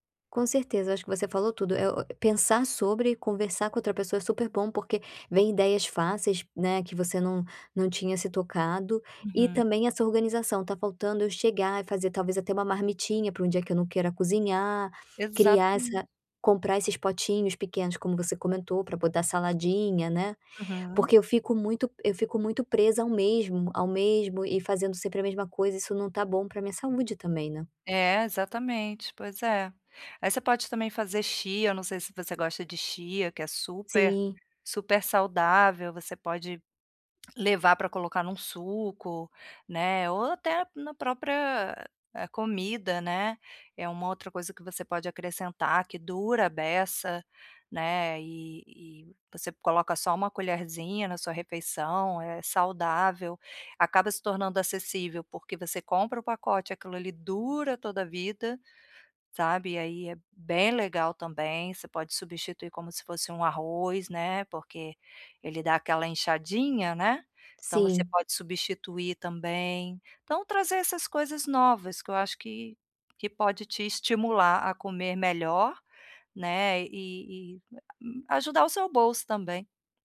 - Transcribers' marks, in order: tapping
- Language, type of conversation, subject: Portuguese, advice, Como posso comer de forma mais saudável sem gastar muito?